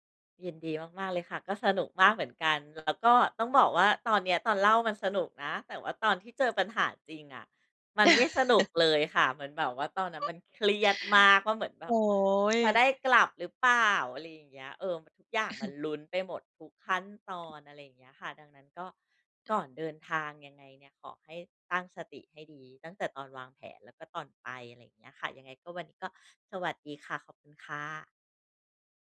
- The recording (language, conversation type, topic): Thai, podcast, เวลาเจอปัญหาระหว่างเดินทาง คุณรับมือยังไง?
- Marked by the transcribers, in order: chuckle; other background noise; tapping; chuckle